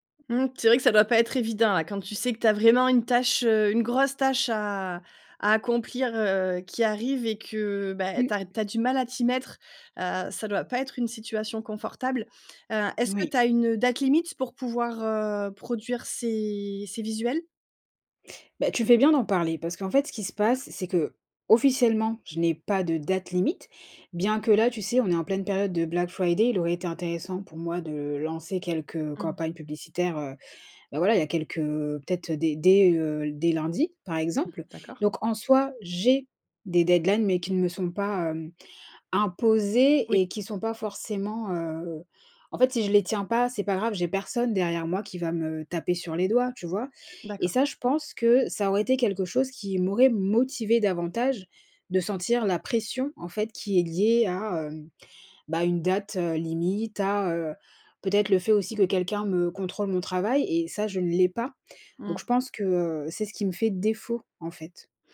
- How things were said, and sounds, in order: tapping; unintelligible speech; in English: "deadlines"; stressed: "défaut"
- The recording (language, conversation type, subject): French, advice, Comment surmonter la procrastination chronique sur des tâches créatives importantes ?